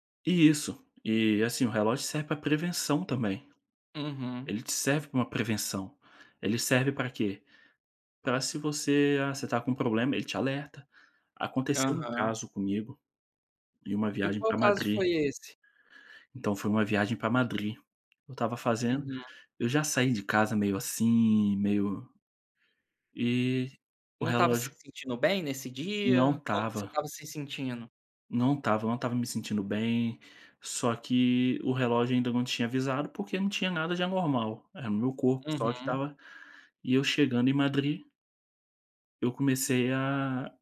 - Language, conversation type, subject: Portuguese, podcast, Como você usa a tecnologia para cuidar da sua saúde?
- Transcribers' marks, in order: none